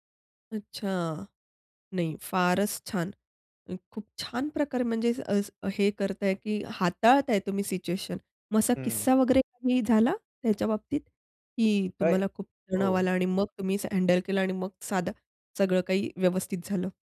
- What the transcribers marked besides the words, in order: other noise; other background noise; unintelligible speech
- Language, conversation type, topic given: Marathi, podcast, तुम्ही संदेश-सूचनांचे व्यवस्थापन कसे करता?